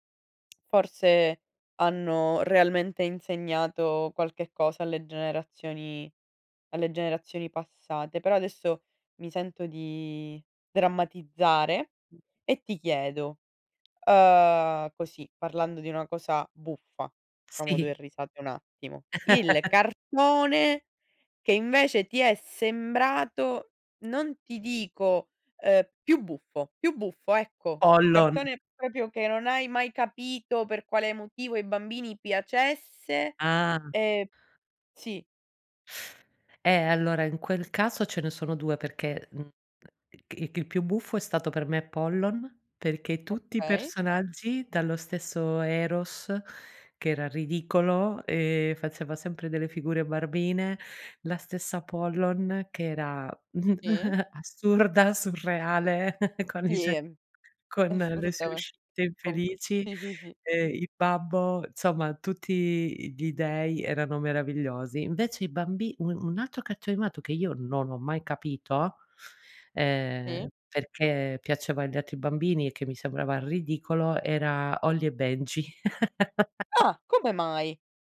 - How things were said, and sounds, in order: tapping; chuckle; "proprio" said as "propio"; other background noise; chuckle; laugh
- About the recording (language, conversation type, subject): Italian, podcast, Hai una canzone che ti riporta subito all'infanzia?